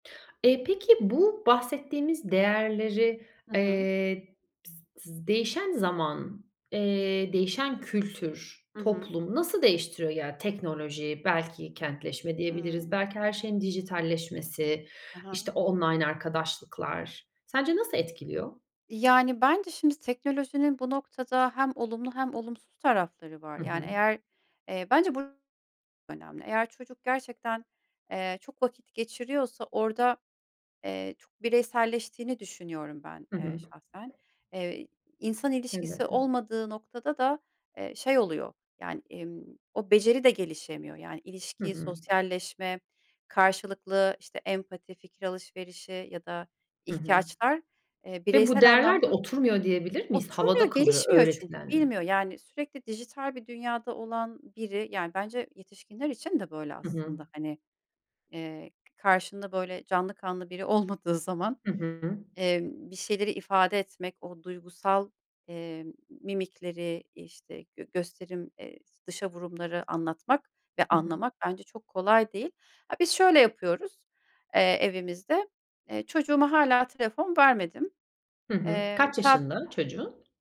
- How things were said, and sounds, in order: tapping; other background noise
- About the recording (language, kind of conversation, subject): Turkish, podcast, Sence çocuk yetiştirirken en önemli değerler hangileridir?